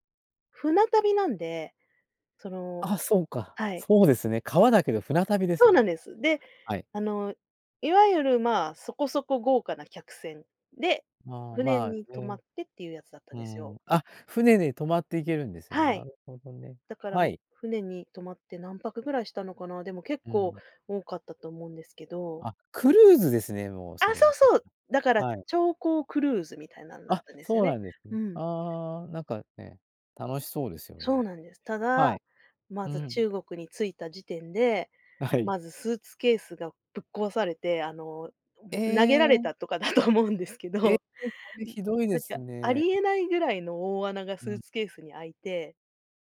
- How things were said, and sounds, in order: laughing while speaking: "思うんですけど"
- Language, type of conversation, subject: Japanese, podcast, 旅先で起きたハプニングを教えてくれますか？